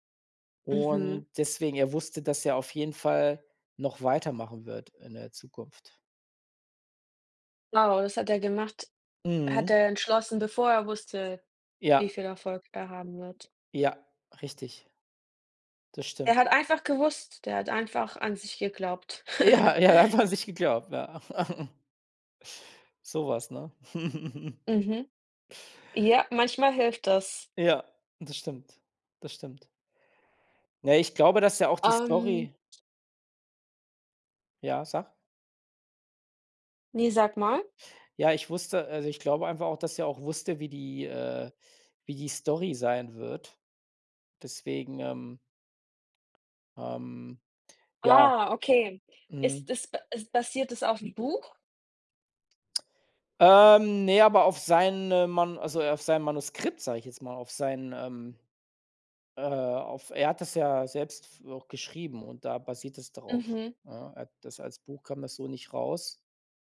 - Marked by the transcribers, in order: laughing while speaking: "Ja, ja, er hat"; laugh; laugh; other background noise
- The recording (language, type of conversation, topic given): German, unstructured, Wie hat sich die Darstellung von Technologie in Filmen im Laufe der Jahre entwickelt?